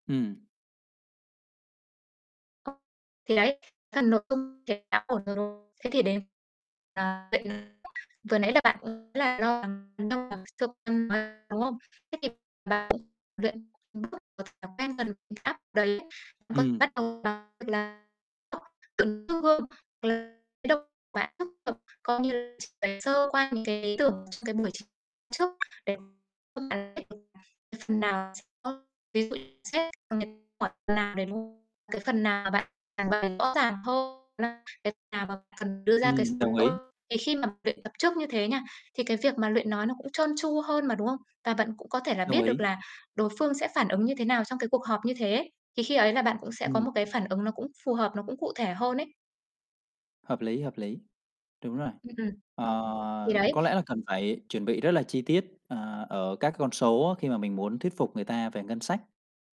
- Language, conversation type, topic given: Vietnamese, advice, Làm thế nào để trình bày ý tưởng trước nhóm đông người mà bớt lo lắng khi giao tiếp?
- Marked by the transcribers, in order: other background noise; distorted speech; unintelligible speech; unintelligible speech; unintelligible speech; unintelligible speech; unintelligible speech; unintelligible speech; unintelligible speech